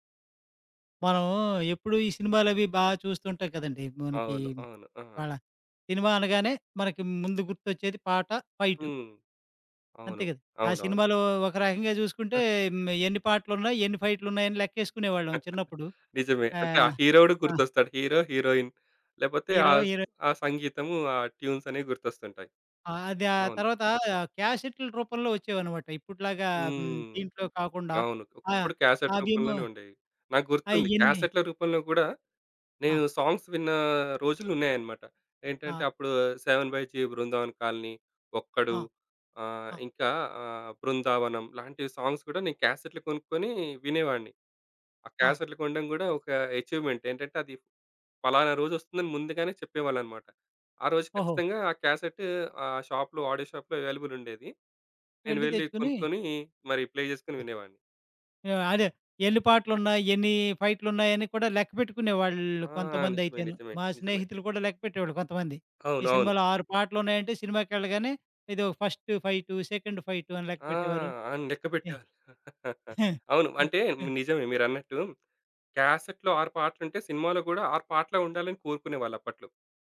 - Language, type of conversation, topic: Telugu, podcast, ఒక పాట వింటే మీకు ఒక నిర్దిష్ట వ్యక్తి గుర్తుకొస్తారా?
- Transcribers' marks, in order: other background noise; chuckle; in English: "ట్యూన్స్"; in English: "క్యాసెట్‌ల"; in English: "క్యాసెట్"; in English: "క్యాసెట్‌ల"; in English: "సాంగ్స్"; in English: "సాంగ్స్"; in English: "ఏ‌చీవ్‌మేం‌ట్"; in English: "క్యాసెట్"; in English: "ఆడియో"; in English: "అవైలబుల్"; in English: "ప్లే"; in English: "ఫ‌స్ట్"; "లెక్కపెట్టేవారు" said as "నెక్కపెట్టేవారు"; in English: "సెకండ్"; chuckle; in English: "క్యాసెట్‌లో"